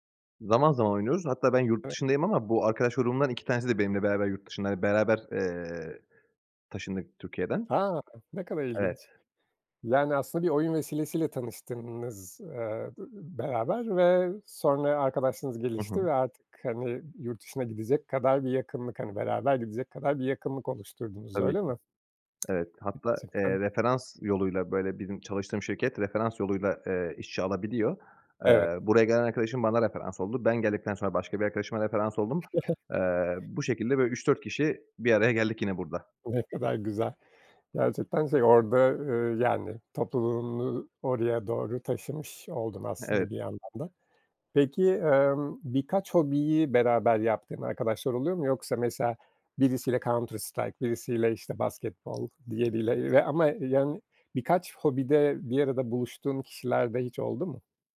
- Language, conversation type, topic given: Turkish, podcast, Hobi partneri ya da bir grup bulmanın yolları nelerdir?
- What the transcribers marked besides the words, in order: tsk; chuckle; other background noise; unintelligible speech